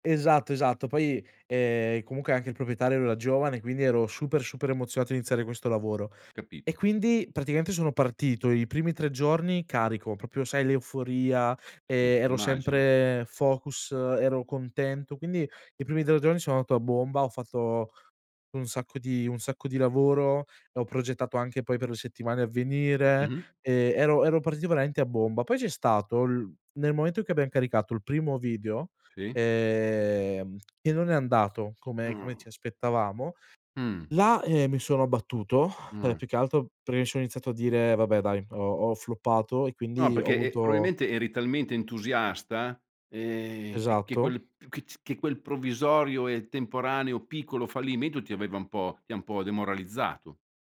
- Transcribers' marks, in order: "proprio" said as "propio"; unintelligible speech; exhale; in English: "floppato"
- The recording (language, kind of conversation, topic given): Italian, podcast, In che modo le tue emozioni influenzano il tuo lavoro creativo?